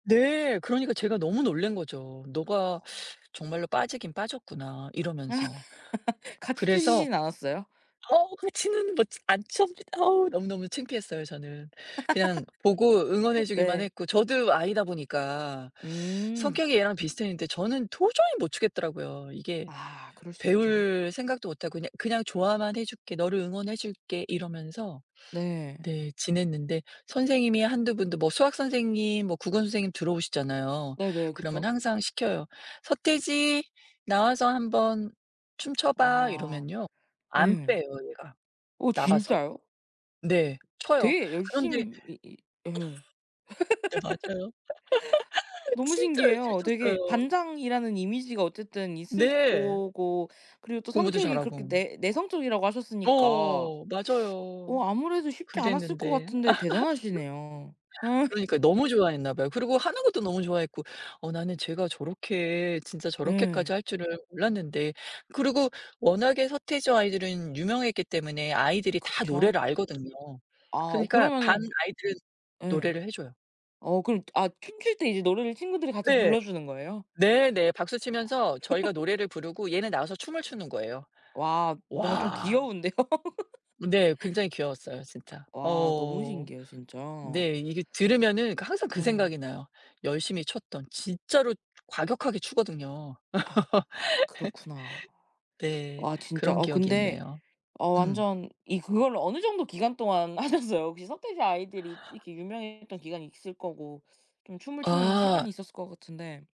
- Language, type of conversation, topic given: Korean, podcast, 고등학교 시절에 늘 듣던 대표적인 노래는 무엇이었나요?
- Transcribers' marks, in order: other noise; laugh; other background noise; laugh; tapping; put-on voice: "서태지, 나와서 한 번 춤 춰 봐"; laugh; laugh; laughing while speaking: "예"; laugh; laughing while speaking: "귀여운데요"; laugh; laugh; laughing while speaking: "하셨어요"